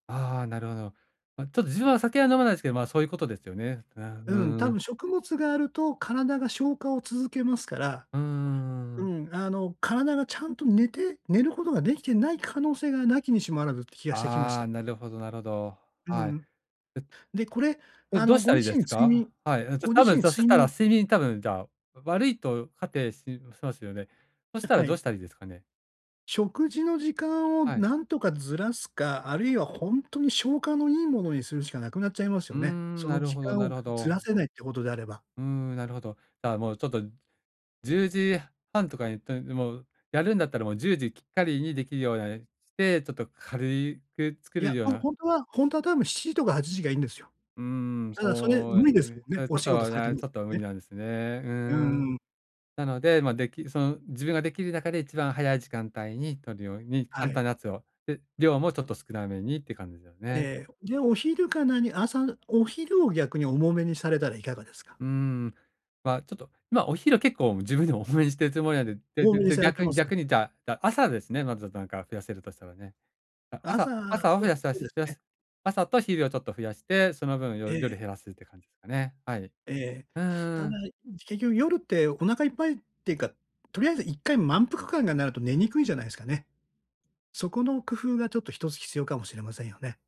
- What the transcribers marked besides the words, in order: other background noise
- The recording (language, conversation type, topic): Japanese, advice, 日中のエネルギーを維持するにはどうすればいいですか？